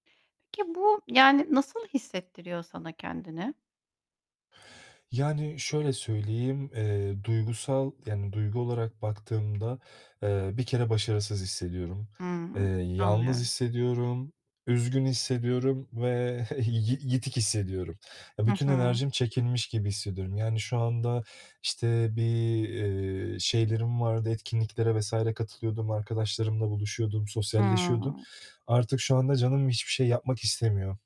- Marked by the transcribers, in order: other background noise; chuckle; tapping; static
- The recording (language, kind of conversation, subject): Turkish, advice, Yaşadığınız bir başarısızlıktan sonra hayatınızın amacını yeniden nasıl kurmaya çalışıyorsunuz?
- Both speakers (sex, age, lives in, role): female, 40-44, Germany, advisor; male, 30-34, Portugal, user